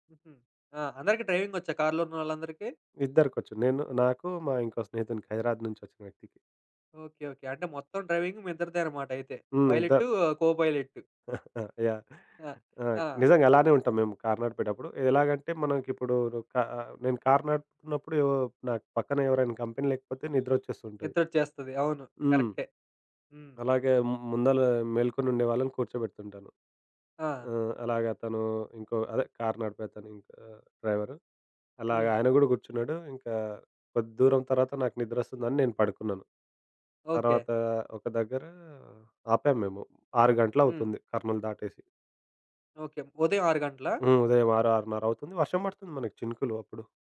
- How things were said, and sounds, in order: in English: "డ్రైవింగ్"; chuckle; in English: "కంపెనీ"; other background noise
- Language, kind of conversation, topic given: Telugu, podcast, మీ ప్రణాళిక విఫలమైన తర్వాత మీరు కొత్త మార్గాన్ని ఎలా ఎంచుకున్నారు?